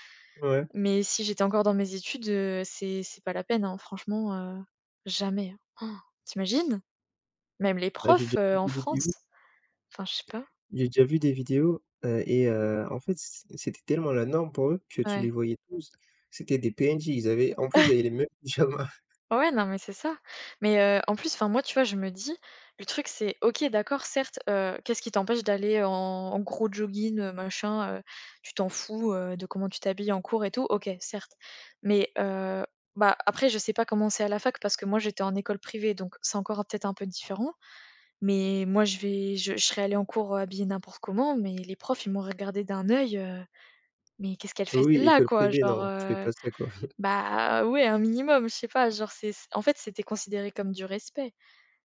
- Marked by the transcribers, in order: chuckle; laughing while speaking: "mêmes pyjamas"; tapping; chuckle
- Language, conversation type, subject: French, unstructured, Comment décrirais-tu ton style personnel ?